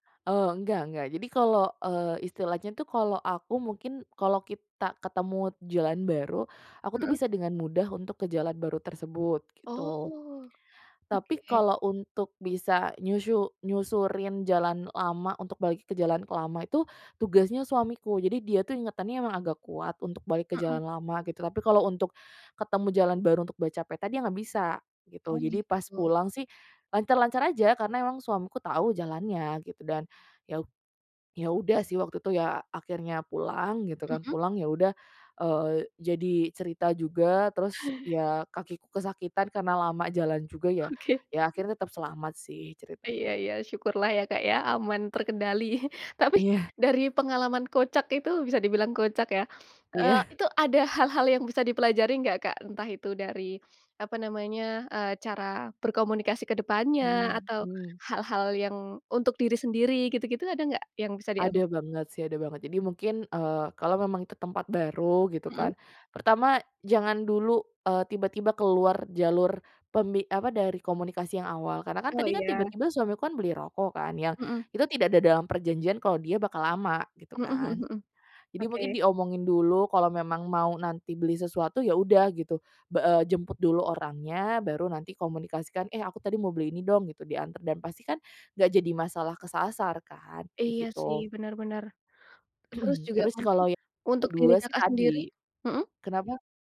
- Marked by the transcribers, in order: "ketemu" said as "ketemut"; other background noise; chuckle; laughing while speaking: "Oke"; chuckle; throat clearing
- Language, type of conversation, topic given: Indonesian, podcast, Pernahkah Anda tersesat di pasar tradisional?